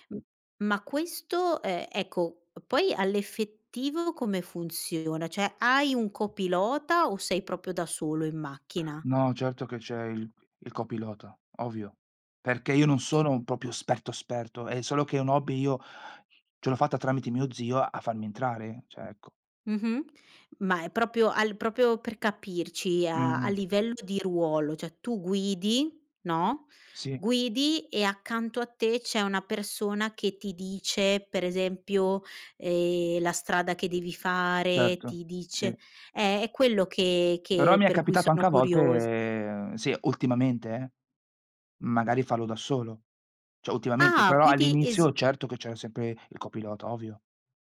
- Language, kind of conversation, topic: Italian, podcast, Come riesci a bilanciare questo hobby con la famiglia e il lavoro?
- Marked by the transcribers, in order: "Cioè" said as "ceh"; "proprio" said as "propio"; "proprio" said as "popio"; "cioè" said as "ceh"; "proprio" said as "propio"; "proprio" said as "propio"; "cioè" said as "ceh"; drawn out: "volte"; "Cioè" said as "ceh"